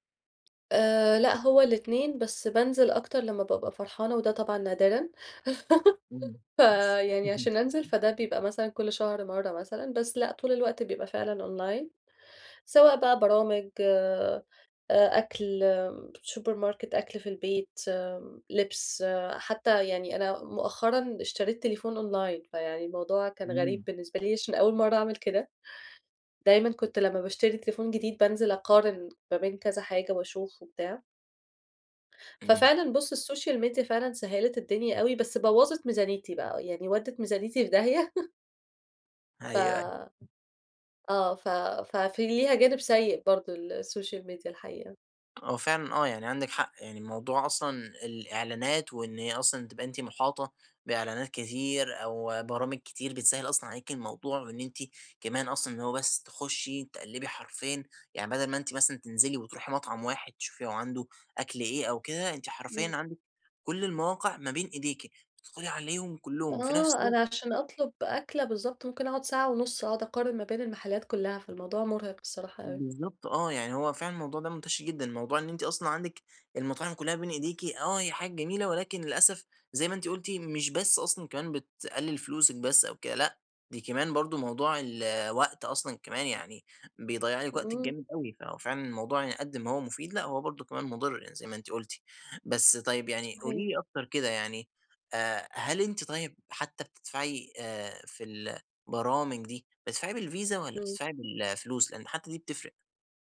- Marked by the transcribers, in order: laugh; chuckle; in English: "أونلاين"; in English: "سوبر ماركت"; in English: "أونلاين"; tapping; in English: "السوشيال ميديا"; laugh; in English: "السوشيال ميديا"; in English: "بالفيزا"
- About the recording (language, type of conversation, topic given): Arabic, advice, إزاي مشاعري بتأثر على قراراتي المالية؟